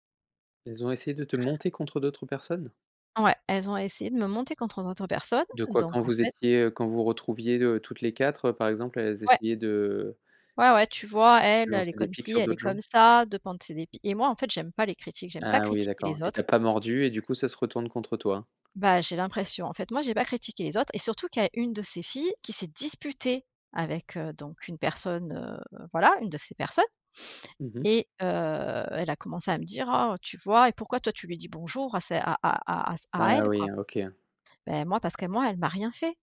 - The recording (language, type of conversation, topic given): French, advice, Comment te sens-tu quand tu te sens exclu(e) lors d’événements sociaux entre amis ?
- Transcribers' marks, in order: unintelligible speech; stressed: "disputée"